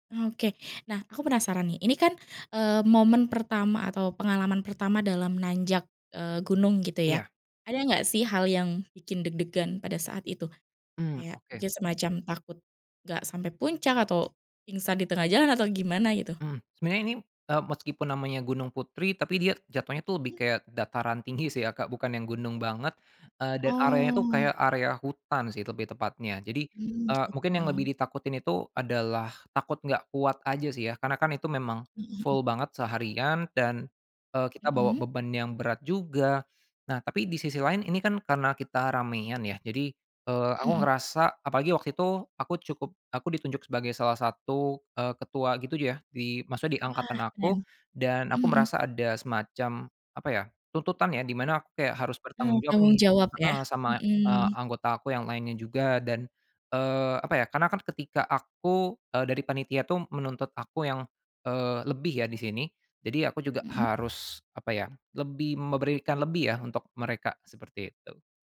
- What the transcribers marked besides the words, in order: none
- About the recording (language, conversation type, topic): Indonesian, podcast, Apa pengalaman petualangan alam yang paling berkesan buat kamu?